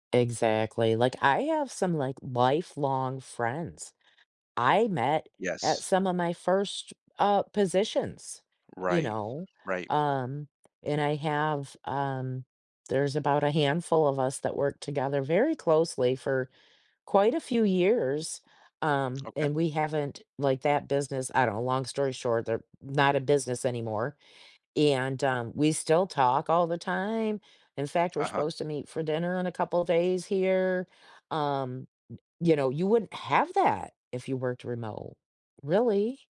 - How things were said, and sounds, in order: none
- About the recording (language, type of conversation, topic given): English, podcast, What lessons have you learned from your career that could help someone just starting out?
- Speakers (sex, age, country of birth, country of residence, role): female, 55-59, United States, United States, host; male, 45-49, United States, United States, guest